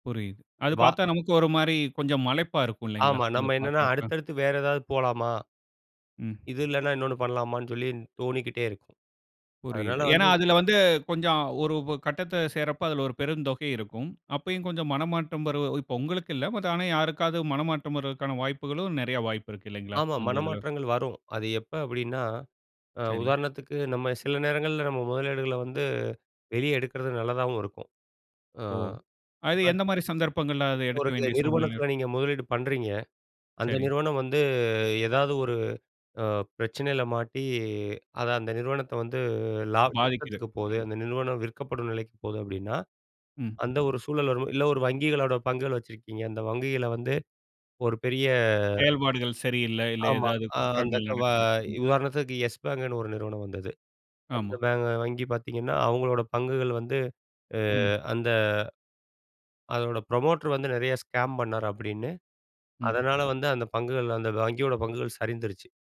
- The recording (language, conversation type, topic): Tamil, podcast, ஒரு நீண்டகால திட்டத்தை தொடர்ந்து செய்ய நீங்கள் உங்களை எப்படி ஊக்கமுடன் வைத்துக்கொள்வீர்கள்?
- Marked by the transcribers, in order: other background noise; other noise; drawn out: "வந்து"; in English: "யெஸ் பேங்க்ன்னு"; in English: "பேங்க்"; in English: "ப்ரமோட்டர்"; in English: "ஸ்கேம்"